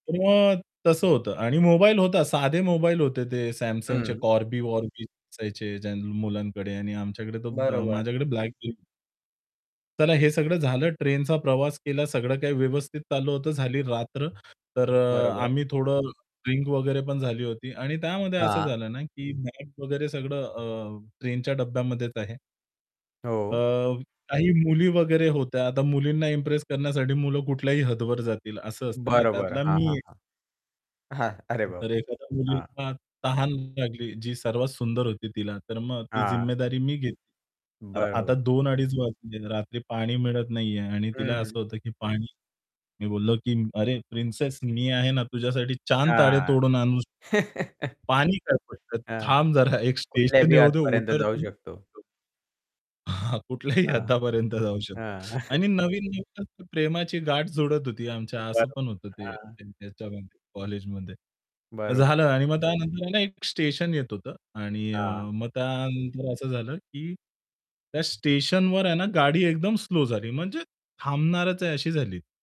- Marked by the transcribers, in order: distorted speech; static; laughing while speaking: "हां"; in English: "प्रिन्सेस"; laugh; laughing while speaking: "जरा"; other background noise; chuckle; laughing while speaking: "कुठल्याही हदापर्यंत जाऊ शकतो"; chuckle
- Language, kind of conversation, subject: Marathi, podcast, सामान हरवल्यावर तुम्हाला काय अनुभव आला?